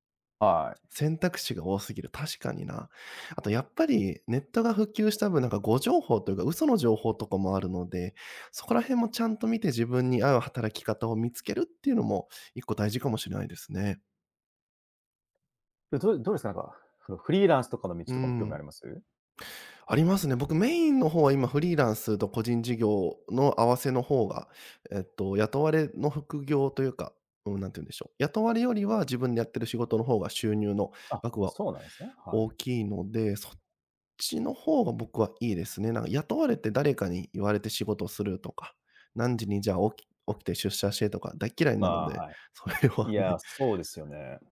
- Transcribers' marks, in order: laughing while speaking: "それはね"
- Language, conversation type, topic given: Japanese, podcast, 働く目的は何だと思う？